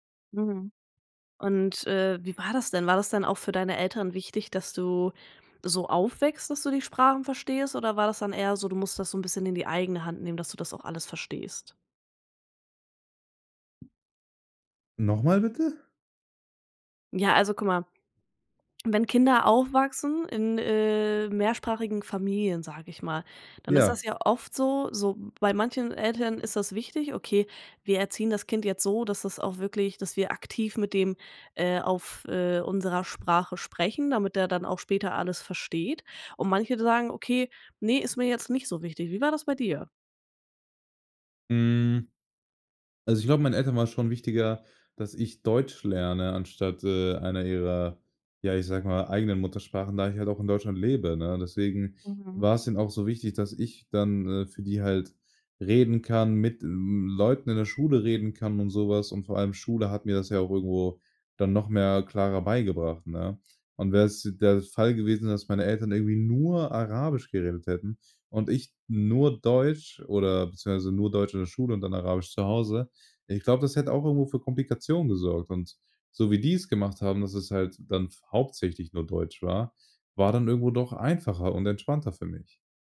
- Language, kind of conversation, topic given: German, podcast, Wie gehst du mit dem Sprachwechsel in deiner Familie um?
- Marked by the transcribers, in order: tapping